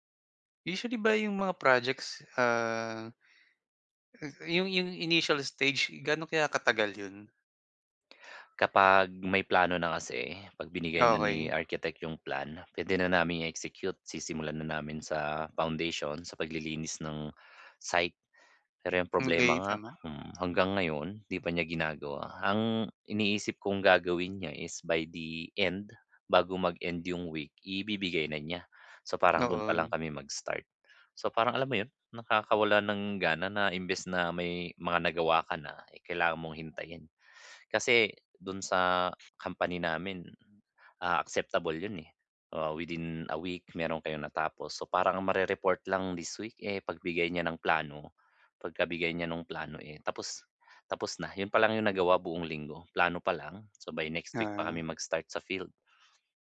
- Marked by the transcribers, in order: tapping; other background noise; unintelligible speech; bird
- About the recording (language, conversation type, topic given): Filipino, advice, Paano ko muling maibabalik ang motibasyon ko sa aking proyekto?